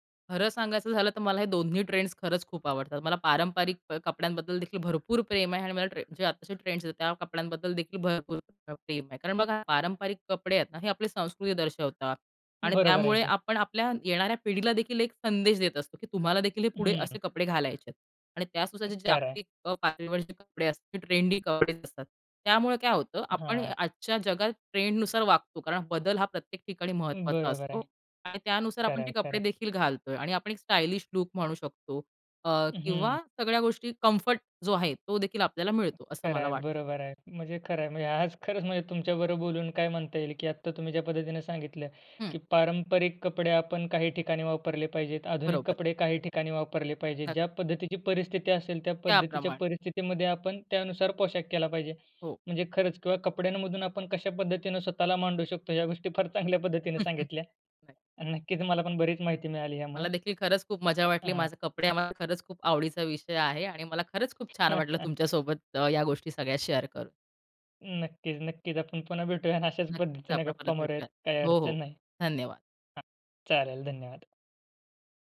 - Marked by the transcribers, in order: tapping; in English: "कम्फर्ट"; other background noise; chuckle; chuckle; in English: "शेअर"; laughing while speaking: "भेटूया"
- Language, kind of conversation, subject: Marathi, podcast, कपड्यांमधून तू स्वतःला कसं मांडतोस?